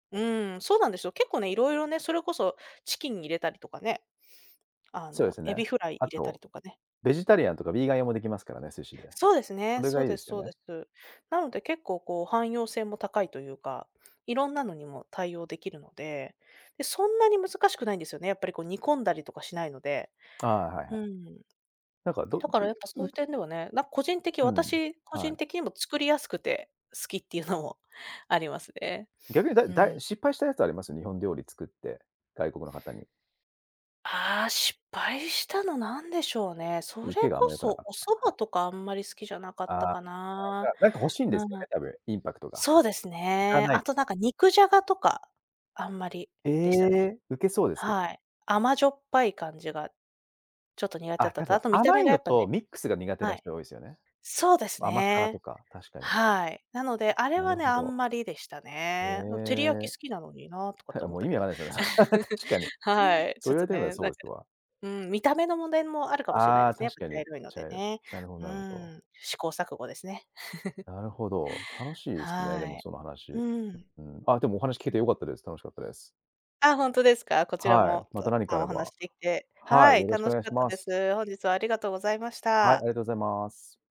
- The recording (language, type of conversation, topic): Japanese, podcast, 集まりで外国料理をふるまったことはありますか？そのときはどうでしたか？
- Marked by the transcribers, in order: laughing while speaking: "それ確かに"; chuckle